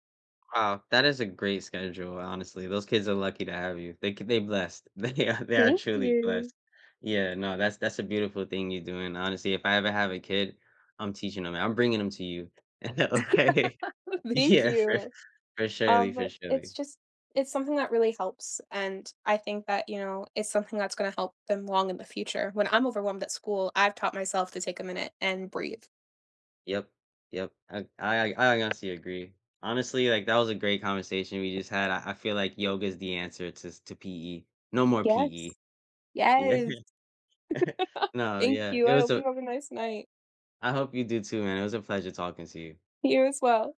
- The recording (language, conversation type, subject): English, unstructured, What do you think about having more physical education classes in schools for children?
- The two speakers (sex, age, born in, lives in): female, 20-24, United States, United States; male, 30-34, United States, United States
- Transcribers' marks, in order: laughing while speaking: "They ar"; laugh; laughing while speaking: "Thank you"; other background noise; chuckle; laughing while speaking: "Okay? Yeah, for"; tapping; laugh; chuckle